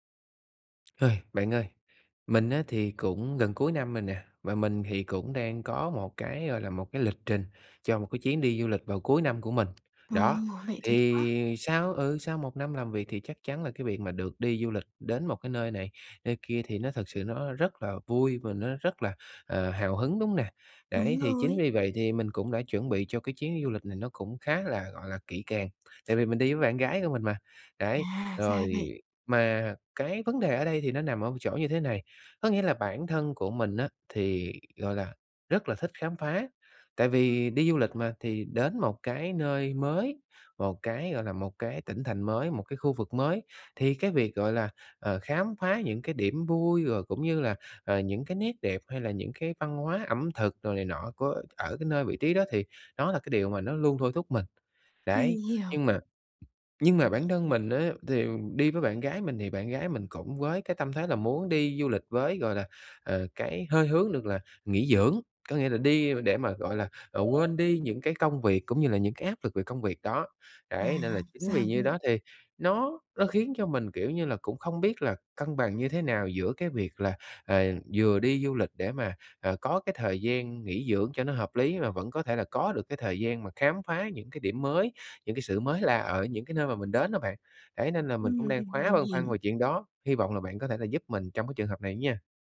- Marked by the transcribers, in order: tapping; other background noise
- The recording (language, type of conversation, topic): Vietnamese, advice, Làm sao để cân bằng giữa nghỉ ngơi và khám phá khi đi du lịch?